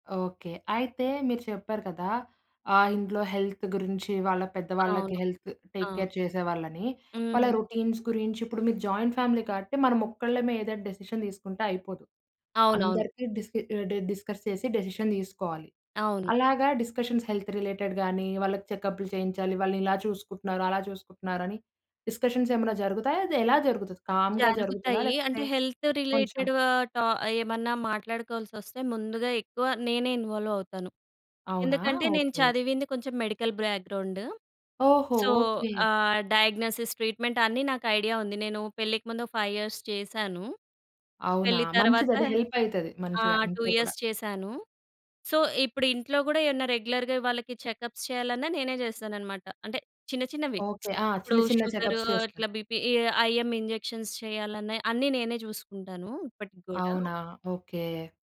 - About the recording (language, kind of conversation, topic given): Telugu, podcast, మీ ఇంట్లో రోజువారీ సంభాషణలు ఎలా సాగుతాయి?
- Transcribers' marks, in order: in English: "హెల్త్"; in English: "హెల్త్ టేక్ కేర్"; in English: "రొటీన్స్"; in English: "జాయింట్ ఫ్యామిలీ"; in English: "డిసిషన్"; in English: "డ్ డిస్కర్స్"; in English: "డెసిషన్"; in English: "డిస్కషన్స్ హెల్త్ రిలేటెడ్"; tapping; in English: "కామ్‌గా"; in English: "హెల్త్ రిలేటెడ్"; in English: "మెడికల్ బాక్‌గ్రౌండ్. సో"; in English: "డయాగ్నోసిస్"; in English: "ఫైవ్ ఇయర్స్"; in English: "టూ ఇయర్స్"; in English: "సో"; in English: "రెగ్యులర్‌గా"; in English: "చెకప్స్"; lip smack; in English: "చెకప్స్"; in English: "బీపీ"; in English: "ఐఎం ఇంజెక్షన్స్"